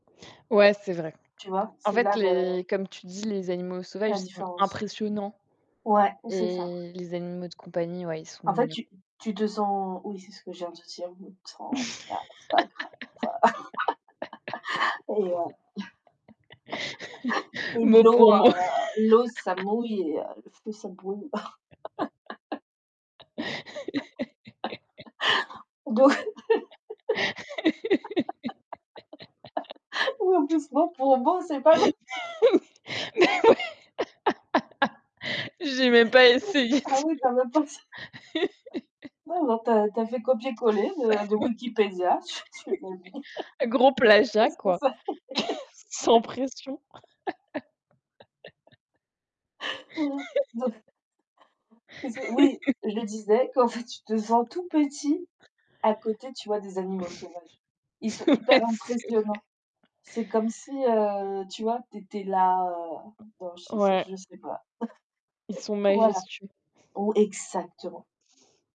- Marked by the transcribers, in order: tapping; static; laugh; chuckle; other background noise; laugh; chuckle; put-on voice: "l'eau, heu, l'eau ça mouille et heu, le feu ça brûle"; laugh; laugh; laughing while speaking: "pas genre"; laugh; laughing while speaking: "Mais oui !"; laugh; chuckle; distorted speech; laugh; chuckle; laughing while speaking: "Oui. Oui"; laugh; laughing while speaking: "Ah ça c'est"; chuckle; laugh; laugh; chuckle; laughing while speaking: "Ouais, c'est vrai"; chuckle; stressed: "exactement"
- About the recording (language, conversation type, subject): French, unstructured, Préférez-vous la beauté des animaux de compagnie ou celle des animaux sauvages ?